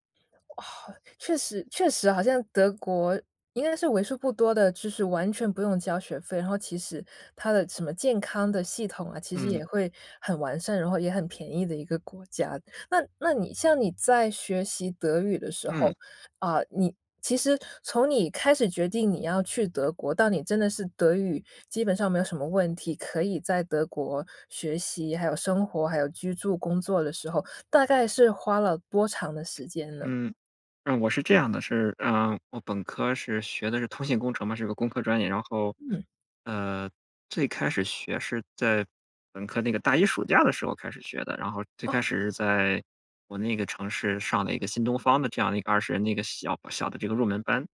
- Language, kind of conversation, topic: Chinese, podcast, 你能跟我们讲讲你的学习之路吗？
- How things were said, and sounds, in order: other background noise